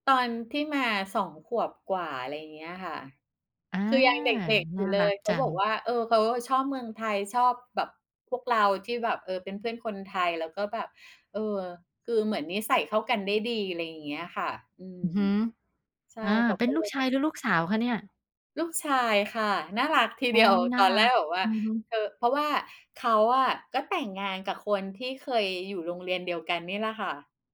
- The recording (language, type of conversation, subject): Thai, podcast, เคยมีเพื่อนชาวต่างชาติที่ยังติดต่อกันอยู่ไหม?
- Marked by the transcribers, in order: tapping